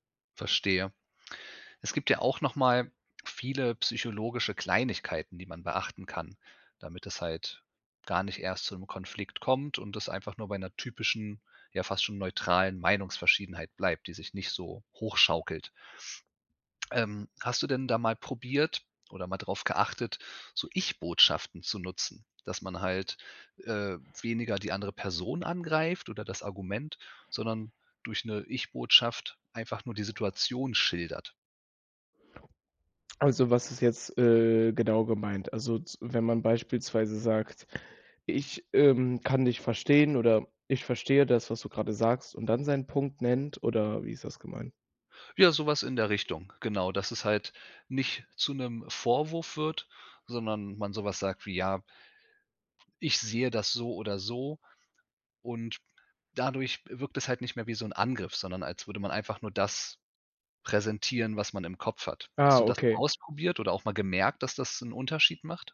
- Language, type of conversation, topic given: German, podcast, Wie gehst du mit Meinungsverschiedenheiten um?
- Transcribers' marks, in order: other background noise